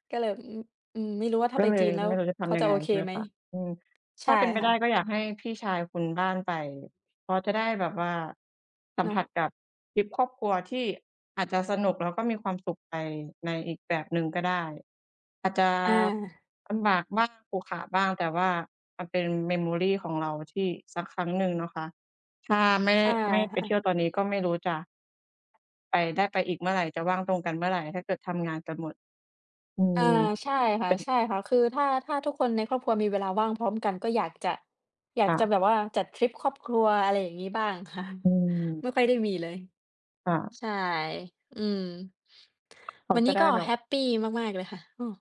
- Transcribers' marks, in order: tapping; in English: "Memory"; other background noise
- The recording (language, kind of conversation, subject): Thai, unstructured, คุณเคยมีประสบการณ์สนุกๆ กับครอบครัวไหม?